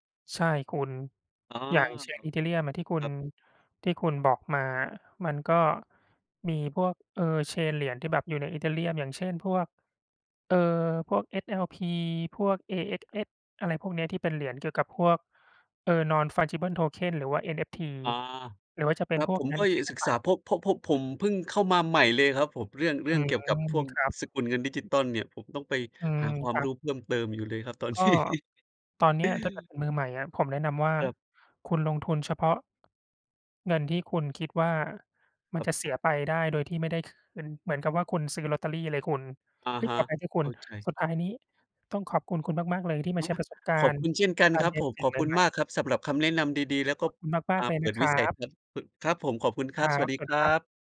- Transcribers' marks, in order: in English: "Non fungible tokens"; laughing while speaking: "นี้"; chuckle
- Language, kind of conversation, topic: Thai, unstructured, การเรียนรู้สิ่งใหม่ๆ ทำให้ชีวิตของคุณดีขึ้นไหม?